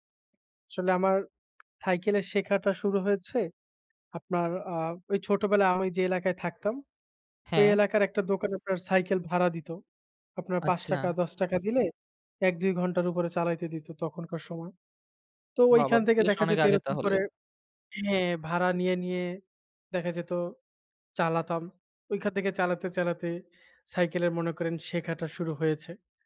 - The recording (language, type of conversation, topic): Bengali, podcast, আপনার প্রথমবার সাইকেল চালানোর স্মৃতিটা কি এখনো মনে আছে?
- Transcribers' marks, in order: tapping